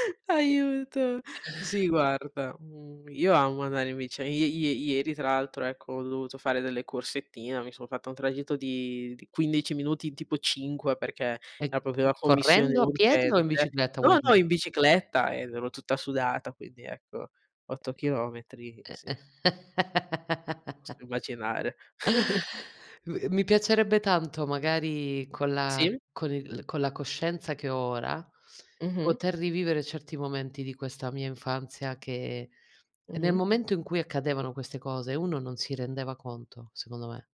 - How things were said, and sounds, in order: "proprio" said as "propio"; tapping; chuckle; chuckle; other noise
- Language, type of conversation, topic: Italian, unstructured, Qual è il ricordo più felice della tua infanzia?